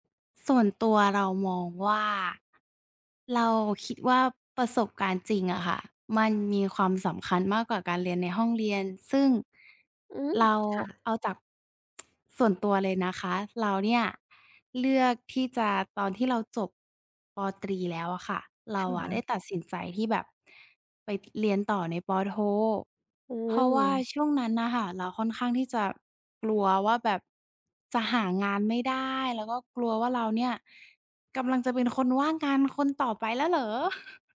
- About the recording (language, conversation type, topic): Thai, podcast, หากต้องเลือกระหว่างเรียนต่อกับออกไปทำงานทันที คุณใช้วิธีตัดสินใจอย่างไร?
- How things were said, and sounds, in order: other background noise; tapping